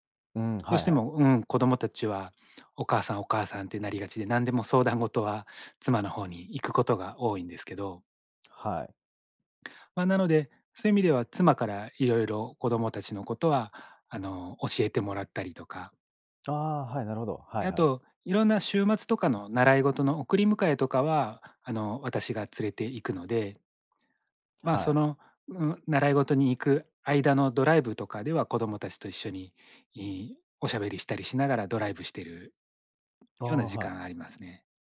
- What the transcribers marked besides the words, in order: other background noise; tapping
- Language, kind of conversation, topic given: Japanese, podcast, 家事の分担はどうやって決めていますか？